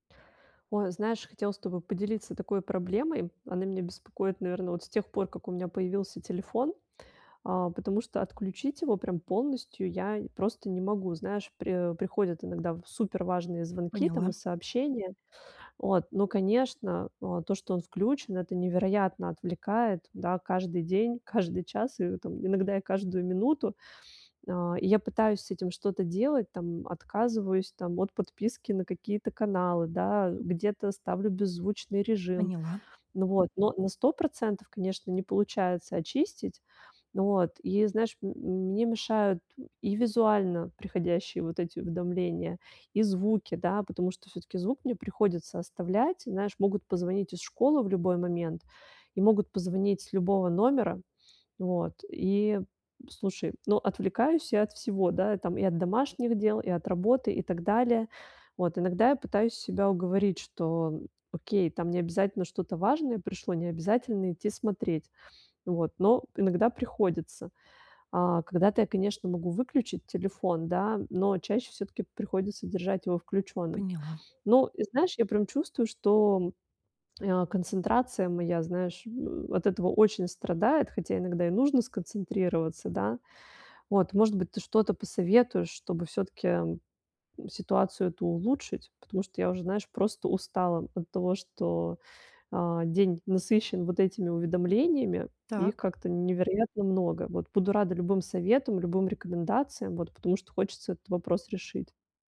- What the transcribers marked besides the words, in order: none
- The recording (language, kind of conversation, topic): Russian, advice, Как мне сократить уведомления и цифровые отвлечения в повседневной жизни?